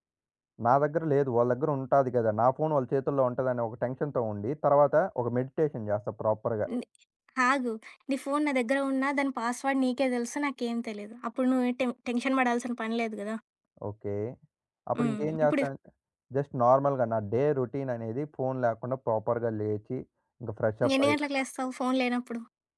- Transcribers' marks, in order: in English: "టెన్షన్‌తో"; in English: "మెడిటేషన్"; in English: "ప్రాపర్‌గా"; in English: "పాస్‌వర్డ్"; in English: "టెన్షన్"; in English: "జస్ట్ నార్మల్‌గా"; in English: "డే రోటీన్"; in English: "ప్రాపర్‌గా"; in English: "ఫ్రెష్ అప్"
- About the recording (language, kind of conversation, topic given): Telugu, podcast, ఫోన్ లేకుండా ఒకరోజు మీరు ఎలా గడుపుతారు?